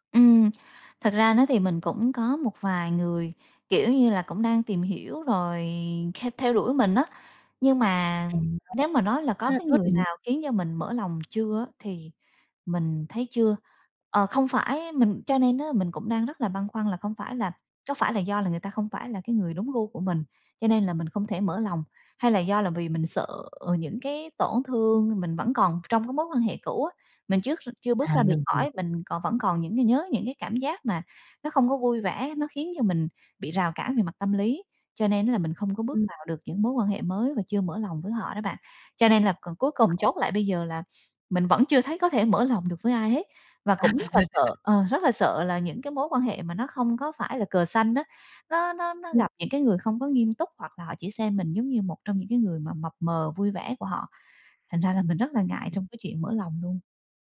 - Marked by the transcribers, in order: tapping; other background noise; sniff; laugh
- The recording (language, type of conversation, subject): Vietnamese, advice, Bạn làm thế nào để vượt qua nỗi sợ bị từ chối khi muốn hẹn hò lại sau chia tay?